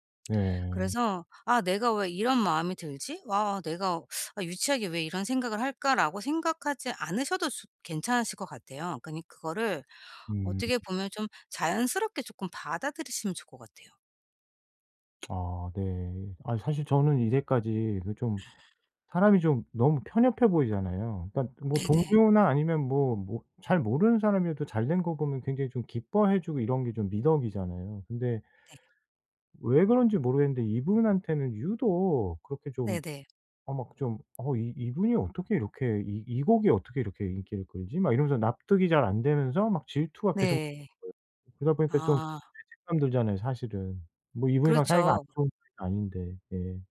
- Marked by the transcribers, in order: teeth sucking; other background noise; unintelligible speech
- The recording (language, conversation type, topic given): Korean, advice, 친구가 잘될 때 질투심이 드는 저는 어떻게 하면 좋을까요?